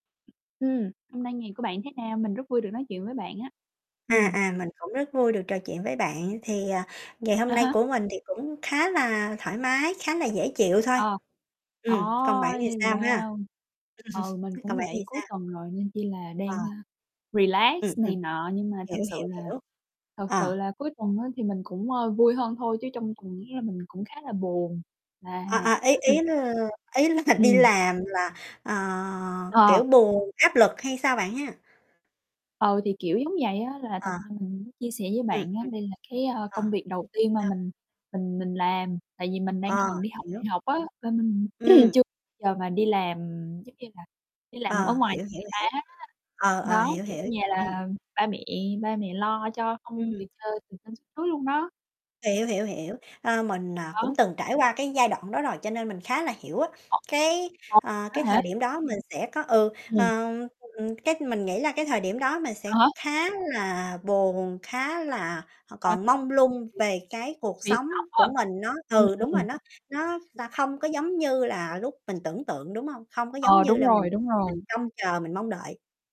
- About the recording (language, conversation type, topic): Vietnamese, unstructured, Bạn có bao giờ cảm thấy buồn khi thấy cuộc sống không như mong đợi không?
- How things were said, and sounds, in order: tapping; other background noise; laugh; in English: "relax"; distorted speech; sneeze; laughing while speaking: "là"; unintelligible speech; throat clearing; mechanical hum; unintelligible speech; unintelligible speech